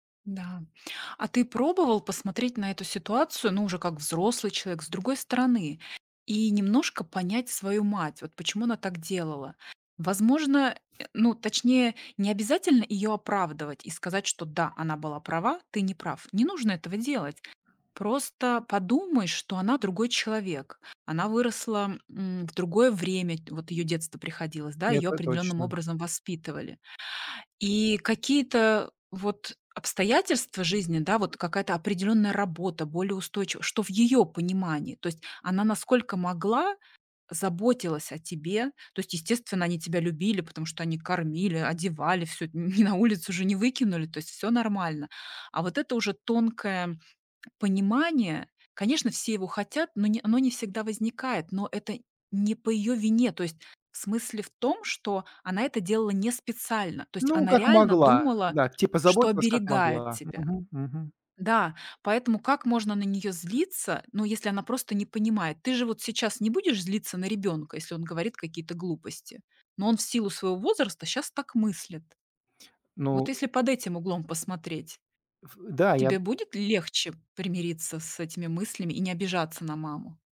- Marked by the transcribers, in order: none
- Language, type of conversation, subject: Russian, advice, Какие обиды и злость мешают вам двигаться дальше?